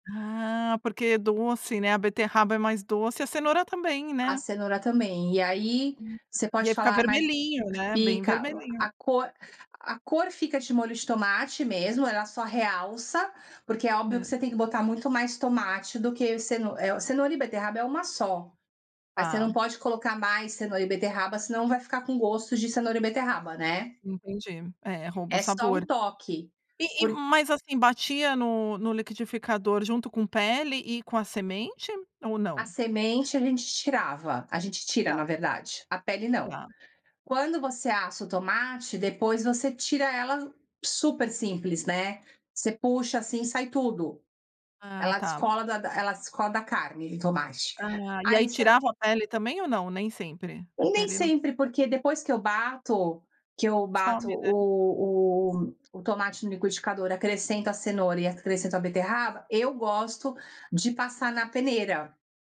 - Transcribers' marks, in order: tapping; other background noise
- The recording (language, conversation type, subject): Portuguese, podcast, O que a comida da sua família revela sobre as suas raízes?